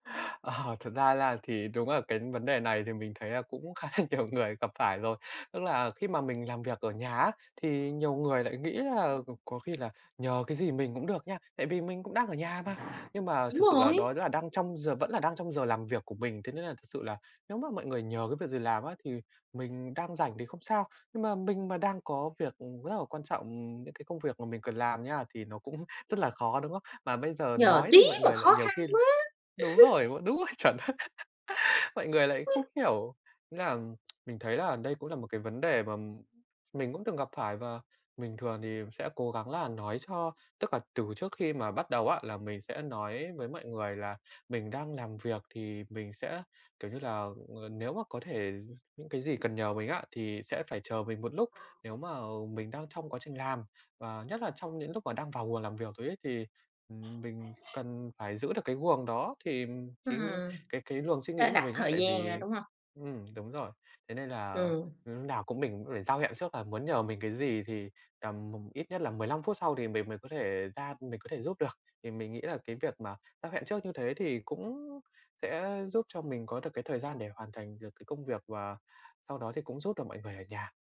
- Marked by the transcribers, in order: laughing while speaking: "Ờ"; laughing while speaking: "khá là nhiều"; tapping; other background noise; laughing while speaking: "cũng"; laugh; laughing while speaking: "chuẩn đấy"; laugh; tsk; dog barking; background speech; "cũng" said as "ữm"
- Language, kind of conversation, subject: Vietnamese, podcast, Bạn có mẹo nào để chống trì hoãn khi làm việc ở nhà không?